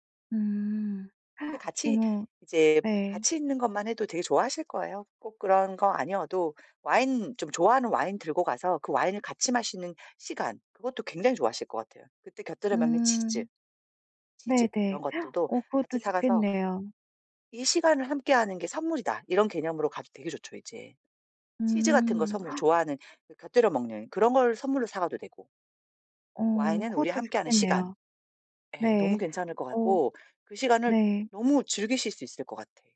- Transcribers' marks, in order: gasp; gasp; gasp
- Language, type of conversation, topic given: Korean, advice, 친구에게 줄 개성 있는 선물은 어떻게 고르면 좋을까요?